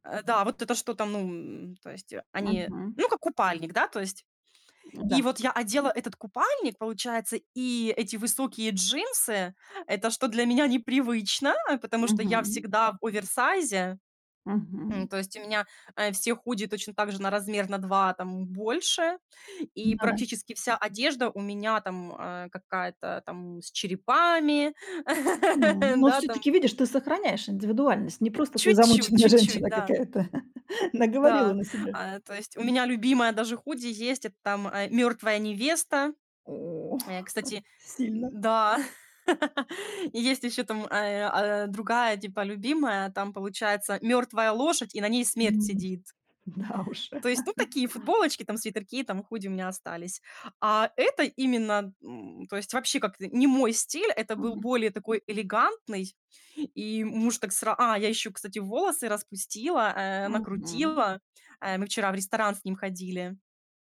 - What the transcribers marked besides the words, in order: tapping; background speech; swallow; laugh; other noise; other background noise; laughing while speaking: "замученная женщина"; chuckle; "это" said as "эт"; drawn out: "О"; chuckle; lip smack; chuckle; laughing while speaking: "Да уж"; chuckle
- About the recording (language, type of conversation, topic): Russian, podcast, Как изменился твой стиль за последние десять лет?